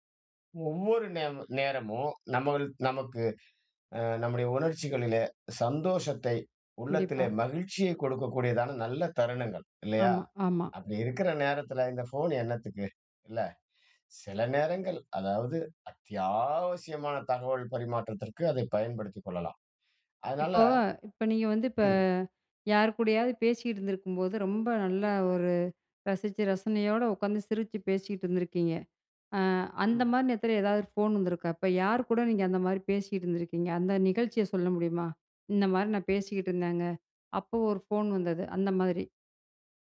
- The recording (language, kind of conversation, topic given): Tamil, podcast, அன்புள்ள உறவுகளுடன் நேரம் செலவிடும் போது கைபேசி இடைஞ்சலை எப்படித் தவிர்ப்பது?
- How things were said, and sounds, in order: drawn out: "அத்தியாவசியமான"; anticipating: "அந்த நிகழ்ச்சிய சொல்ல முடியுமா?"